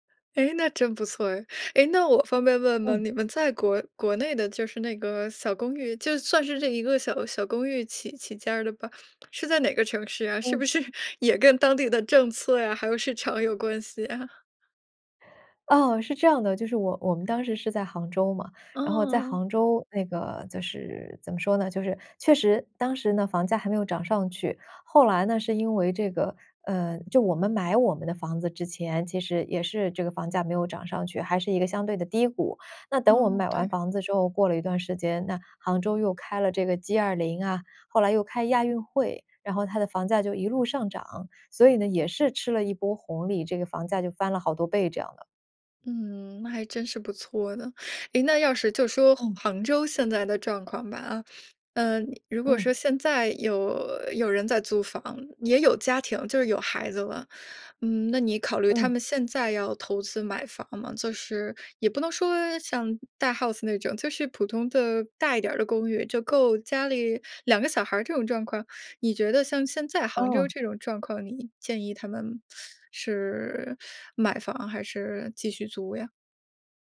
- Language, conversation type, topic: Chinese, podcast, 你该如何决定是买房还是继续租房？
- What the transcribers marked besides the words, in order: laughing while speaking: "是不是"; in English: "house"